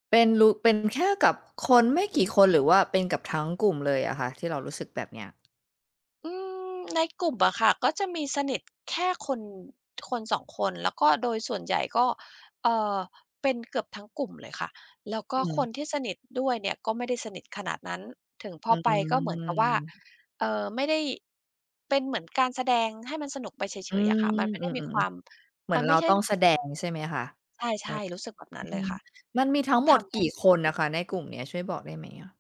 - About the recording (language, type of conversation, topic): Thai, advice, ทำไมฉันถึงรู้สึกโดดเดี่ยวแม้อยู่กับกลุ่มเพื่อน?
- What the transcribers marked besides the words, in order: other background noise; tapping; drawn out: "อืม"